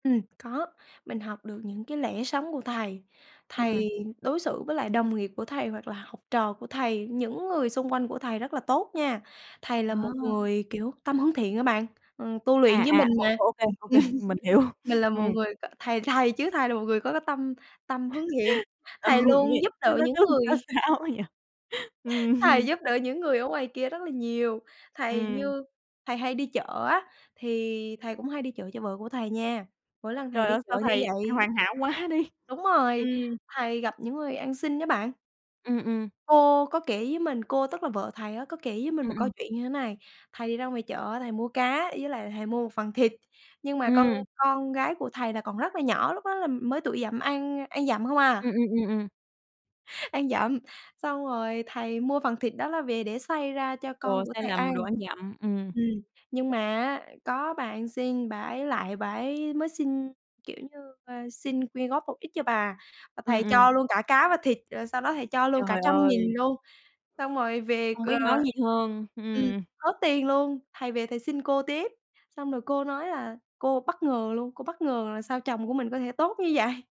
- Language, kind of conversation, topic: Vietnamese, podcast, Bạn có thể kể về một người đã thay đổi cuộc đời bạn không?
- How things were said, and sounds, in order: tapping; other background noise; laughing while speaking: "mình hiểu"; laugh; laugh; laughing while speaking: "Ừ"; laughing while speaking: "sao sao ấy nhỉ?"; chuckle; laughing while speaking: "quá đi"; laughing while speaking: "Ăn dặm"; laughing while speaking: "vậy"